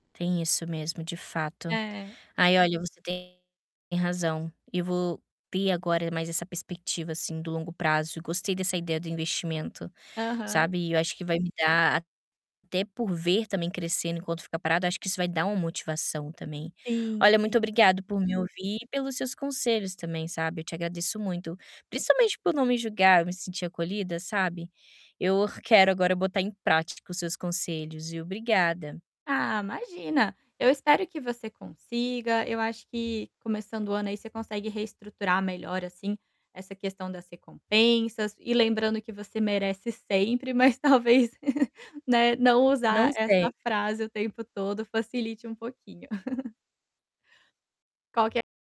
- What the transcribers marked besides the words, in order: distorted speech; static; tapping; laughing while speaking: "talvez"; chuckle; chuckle
- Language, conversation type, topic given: Portuguese, advice, Como escolher recompensas imediatas e de longo prazo para manter um hábito por mais tempo?